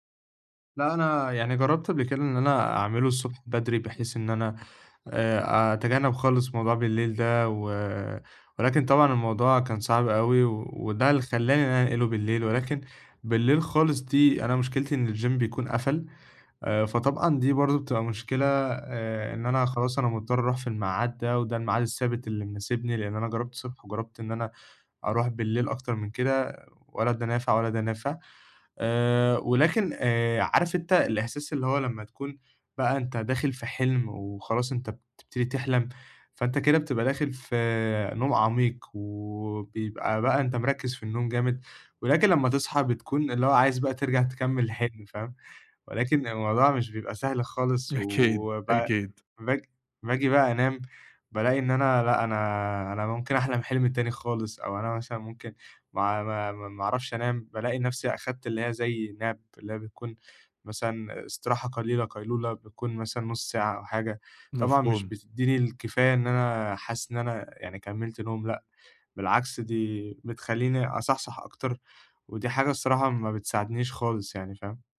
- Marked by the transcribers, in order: in English: "الGym"; laughing while speaking: "أكيد"; in English: "nap"
- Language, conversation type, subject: Arabic, advice, إزاي بتصحى بدري غصب عنك ومابتعرفش تنام تاني؟